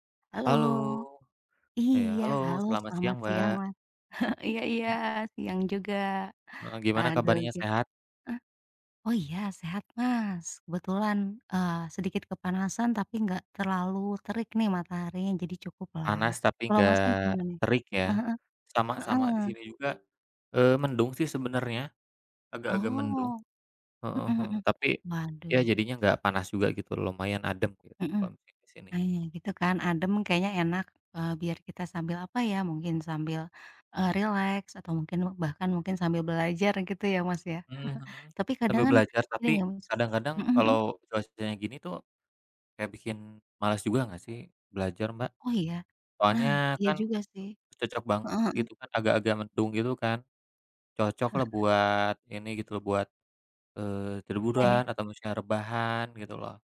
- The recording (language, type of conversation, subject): Indonesian, unstructured, Bagaimana cara kamu mengatasi rasa malas saat belajar?
- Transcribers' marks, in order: chuckle; tapping; laugh; other background noise; chuckle